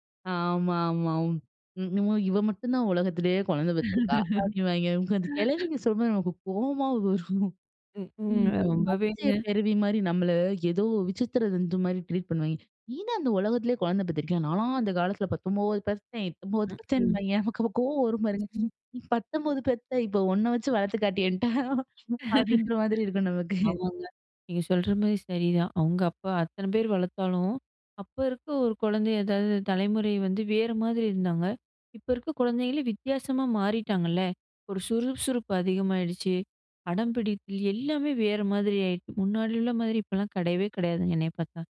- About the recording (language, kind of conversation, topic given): Tamil, podcast, ஒரு குழந்தையின் பிறப்பு உங்களுடைய வாழ்க்கையை மாற்றியதா?
- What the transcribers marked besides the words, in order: laugh; chuckle; unintelligible speech; in English: "ட்ரீட்"; unintelligible speech; laughing while speaking: "என்ட்ட, அப்பிடின்ற மாதிரி இருக்கும் நமக்கு"; laugh